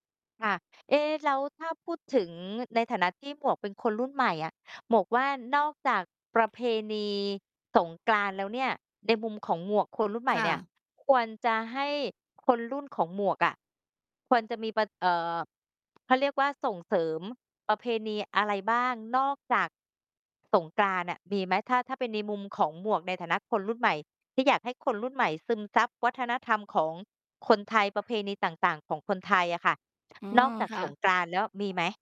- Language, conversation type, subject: Thai, unstructured, ประเพณีใดที่คุณอยากให้คนรุ่นใหม่รู้จักมากขึ้น?
- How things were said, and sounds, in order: tapping; other background noise